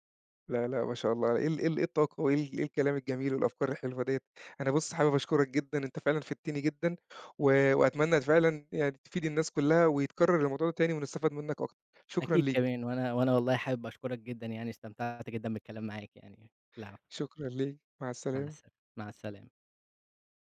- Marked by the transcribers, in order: other background noise
- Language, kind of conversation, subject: Arabic, podcast, إزاي تشرح فكرة معقّدة بشكل بسيط؟